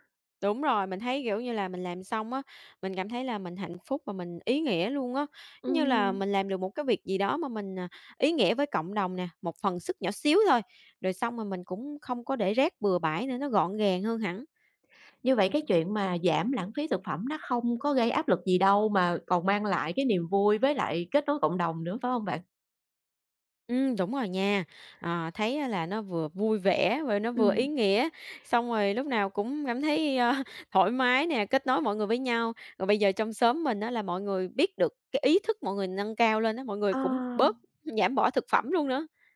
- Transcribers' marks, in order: tapping; other background noise; laughing while speaking: "ơ"
- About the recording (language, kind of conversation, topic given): Vietnamese, podcast, Bạn làm thế nào để giảm lãng phí thực phẩm?